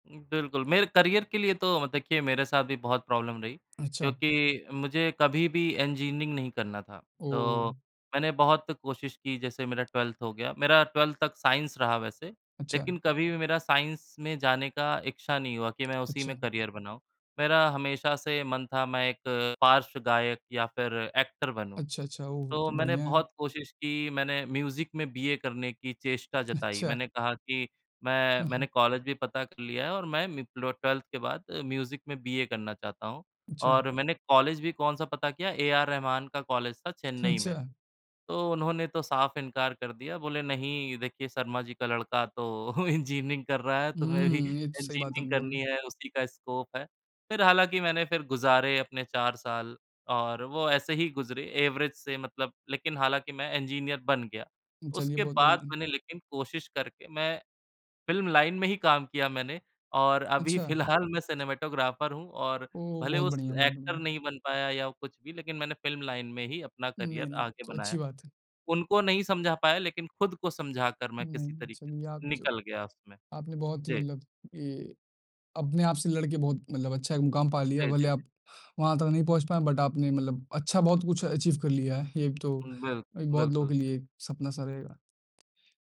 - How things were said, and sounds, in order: in English: "करियर"; in English: "प्रॉब्लम"; in English: "साइंस"; in English: "साइंस"; in English: "करियर"; in English: "एक्टर"; in English: "म्यूज़िक"; laughing while speaking: "अच्छा"; chuckle; in English: "म्यूज़िक"; laughing while speaking: "अच्छा"; chuckle; laughing while speaking: "इंजीनियरिंग"; laughing while speaking: "भी"; in English: "स्कोप"; in English: "एवरेज"; laughing while speaking: "फिलहाल"; in English: "सिनेमेटोग्राफर"; in English: "एक्टर"; in English: "करियर"; in English: "बट"; in English: "अचीव"
- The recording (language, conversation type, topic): Hindi, unstructured, लोगों को मनाने में सबसे बड़ी मुश्किल क्या होती है?